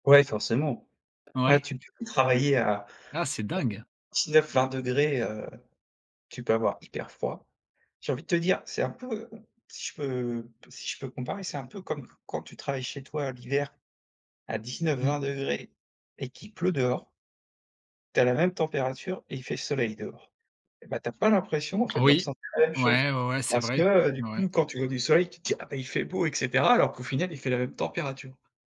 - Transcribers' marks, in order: tapping
- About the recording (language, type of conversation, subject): French, podcast, Quel bruit naturel t’apaise instantanément ?